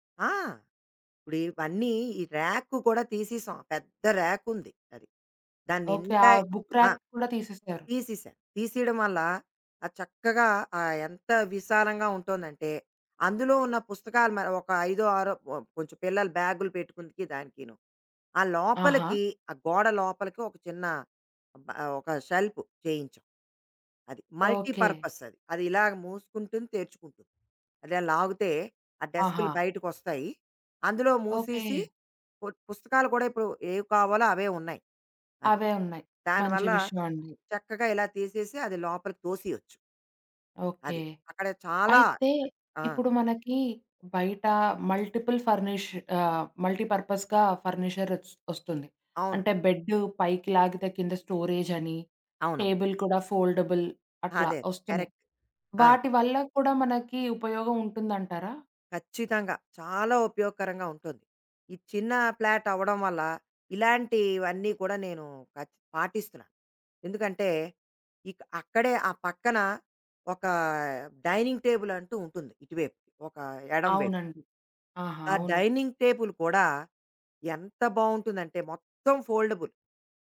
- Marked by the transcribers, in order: in English: "ర్యాక్"; in English: "బుక్ ర్యాక్"; in English: "షెల్ఫ్"; in English: "మల్టీపర్పస్"; other background noise; in English: "మల్టిపుల్ ఫర్నిష్"; in English: "మల్టీపర్పస్‌గా ఫర్నిచర్"; in English: "టేబుల్"; in English: "ఫోల్డబుల్"; in English: "కరెక్ట్"; in English: "డైనింగ్ టేబుల్"; in English: "ఫోల్డబుల్"
- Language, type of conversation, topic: Telugu, podcast, ఒక చిన్న గదిని పెద్దదిగా కనిపించేలా చేయడానికి మీరు ఏ చిట్కాలు పాటిస్తారు?